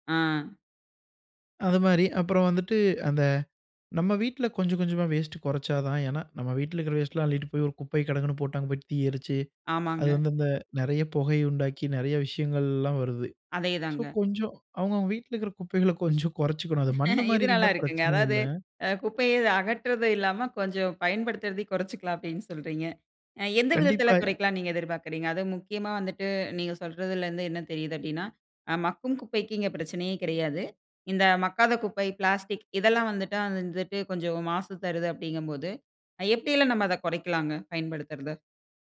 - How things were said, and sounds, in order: other background noise; laugh; other noise
- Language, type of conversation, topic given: Tamil, podcast, குப்பையைச் சரியாக அகற்றி மறுசுழற்சி செய்வது எப்படி?